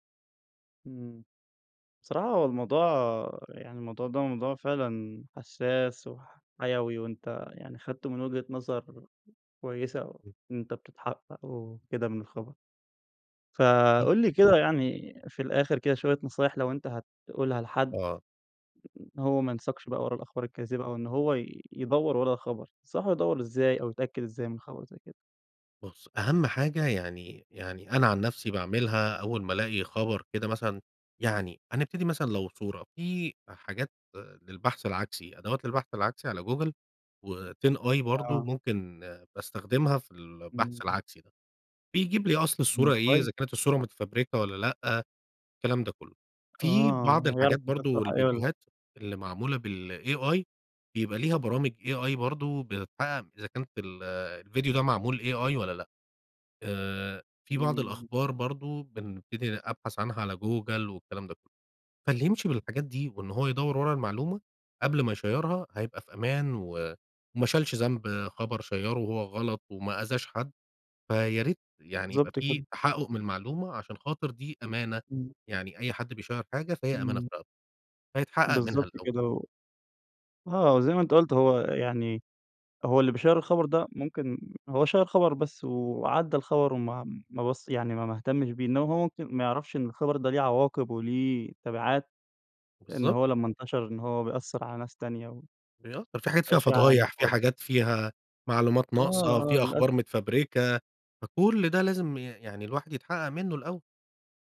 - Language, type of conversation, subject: Arabic, podcast, إزاي بتتعامل مع الأخبار الكاذبة على السوشيال ميديا؟
- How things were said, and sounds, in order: in English: "وTinEye"; in English: "بالAI"; in English: "AI"; in English: "AI"; in English: "يشيرها"; in English: "شيّره"; in English: "بيشيّر"; in English: "بيشيّر"; in English: "شيّر"; unintelligible speech